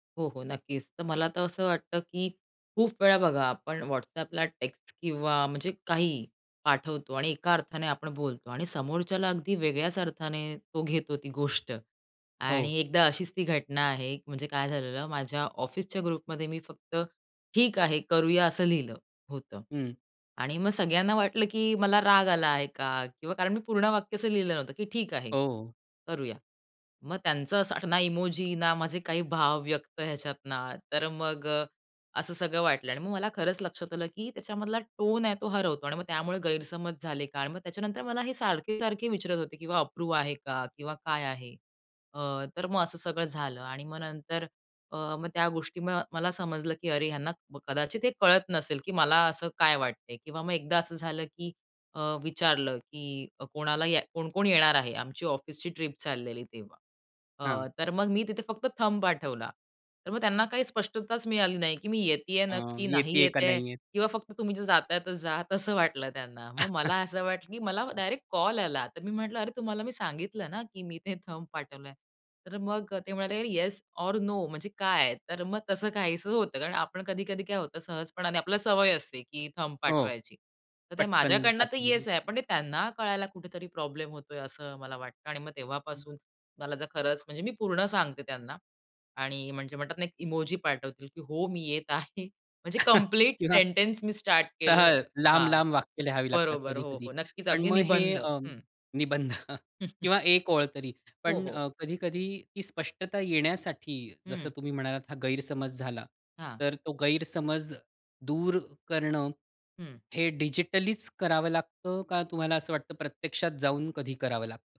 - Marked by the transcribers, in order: in English: "ग्रुपमध्ये"; in English: "अप्रूव्ह"; in English: "थंब"; laugh; tapping; in English: "थंब"; in English: "थंब"; other background noise; laugh; chuckle; in English: "सेंटन्स"; chuckle
- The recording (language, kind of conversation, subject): Marathi, podcast, डिजिटल संवादात गैरसमज कसे टाळता येतील?